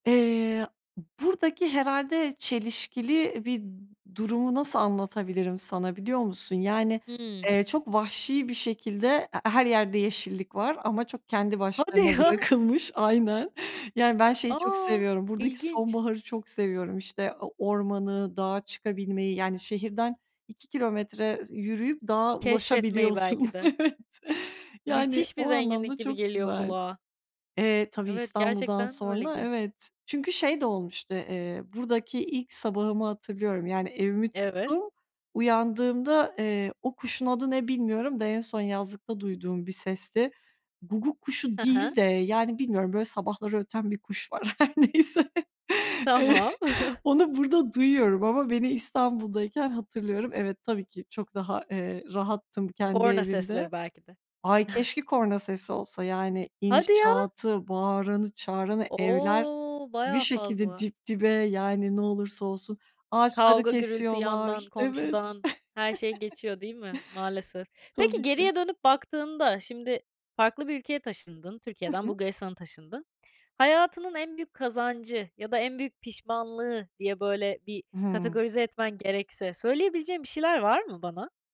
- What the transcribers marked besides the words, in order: laughing while speaking: "ya!"; laughing while speaking: "bırakılmış. Aynen"; laughing while speaking: "Evet"; chuckle; laughing while speaking: "her neyse"; chuckle; chuckle; chuckle; laugh
- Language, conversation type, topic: Turkish, podcast, Taşınmak hayatını nasıl değiştirdi, anlatır mısın?